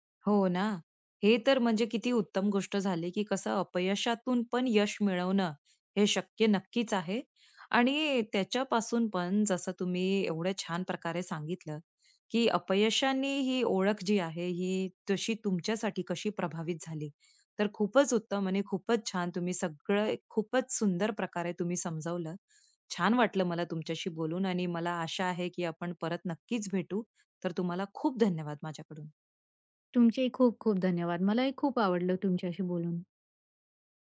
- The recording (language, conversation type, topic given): Marathi, podcast, कामातील अपयशांच्या अनुभवांनी तुमची स्वतःची ओळख कशी बदलली?
- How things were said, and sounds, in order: other background noise